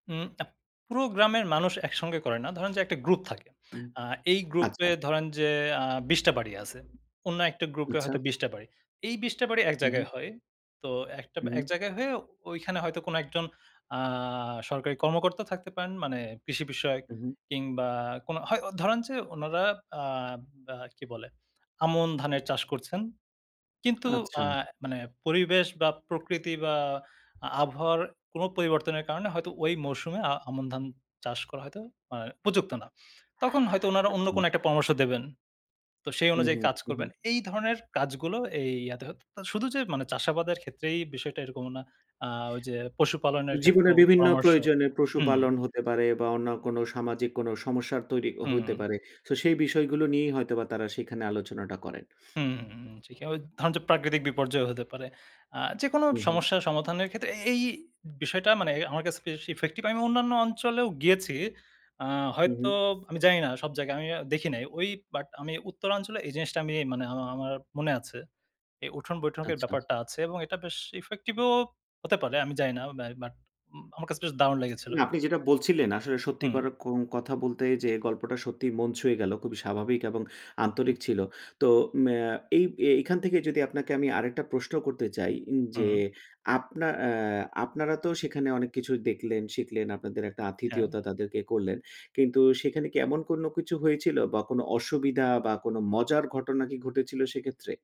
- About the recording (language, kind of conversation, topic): Bengali, podcast, স্থানীয় কোনো বাড়িতে অতিথি হয়ে গেলে আপনার অভিজ্ঞতা কেমন ছিল?
- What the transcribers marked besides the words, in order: none